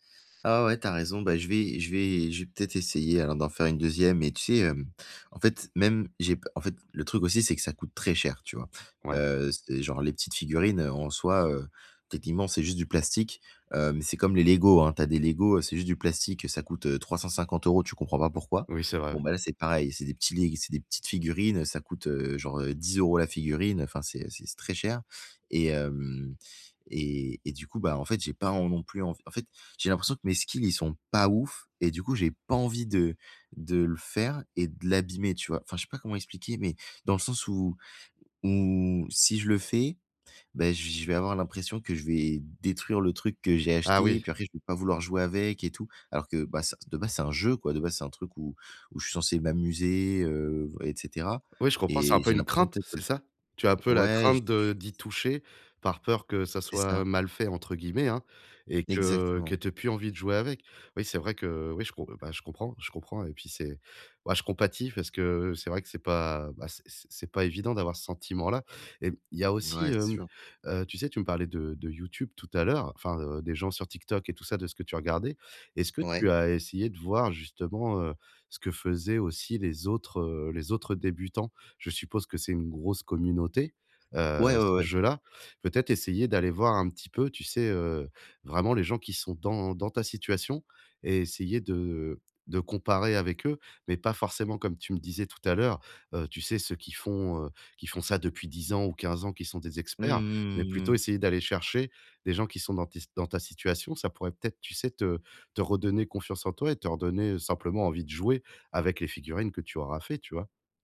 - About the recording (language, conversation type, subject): French, advice, Comment apprendre de mes erreurs sans me décourager quand j’ai peur d’échouer ?
- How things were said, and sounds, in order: in English: "skills"; tapping